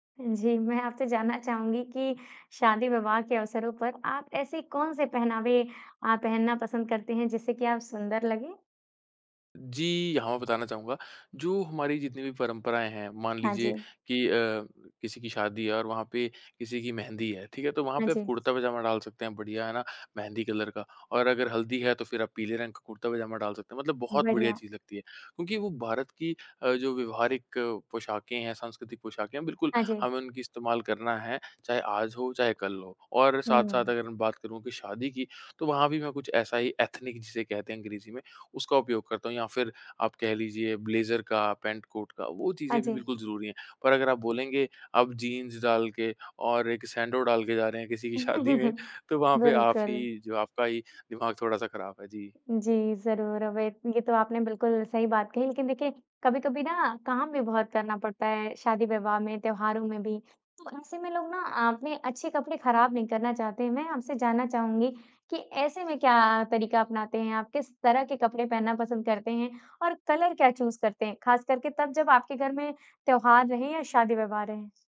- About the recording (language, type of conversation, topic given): Hindi, podcast, फैशन के रुझानों का पालन करना चाहिए या अपना खुद का अंदाज़ बनाना चाहिए?
- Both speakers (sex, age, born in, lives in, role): female, 20-24, India, India, host; male, 25-29, India, India, guest
- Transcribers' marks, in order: in English: "कलर"; in English: "एथनिक"; chuckle; laughing while speaking: "शादी में"; in English: "कलर"; in English: "चूज़"